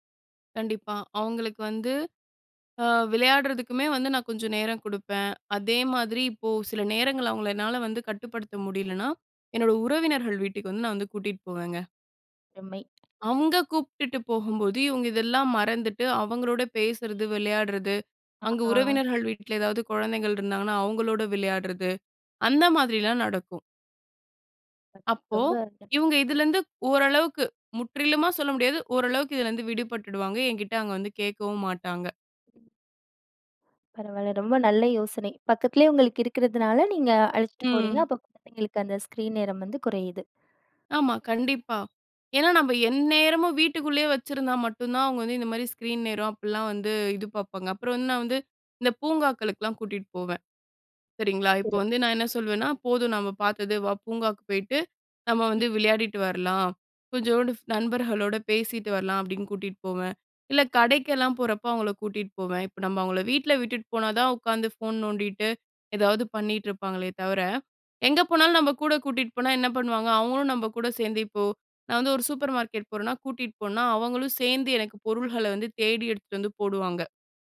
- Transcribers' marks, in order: "அருமை" said as "ருமை"; other background noise; horn; unintelligible speech; other noise; in English: "ஸ்க்ரீன்"; in English: "ஸ்கிரீன்"
- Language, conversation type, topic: Tamil, podcast, குழந்தைகளின் திரை நேரத்தை நீங்கள் எப்படி கையாள்கிறீர்கள்?